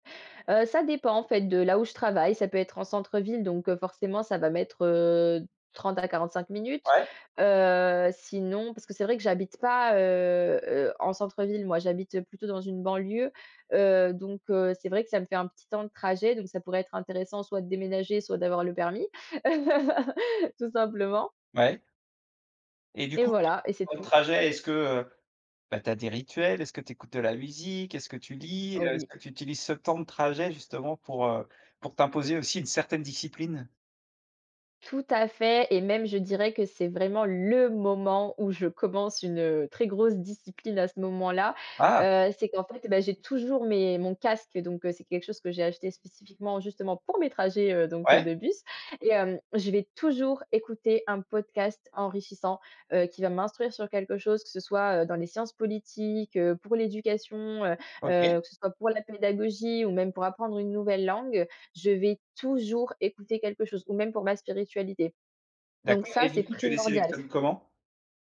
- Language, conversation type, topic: French, podcast, Comment organises-tu ta journée pour rester discipliné ?
- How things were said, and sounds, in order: drawn out: "heu"; other background noise; drawn out: "Heu"; laugh; laughing while speaking: "Tout simplement"; unintelligible speech; stressed: "le"; stressed: "pour mes trajets"; stressed: "toujours"; stressed: "toujours"; stressed: "primordial"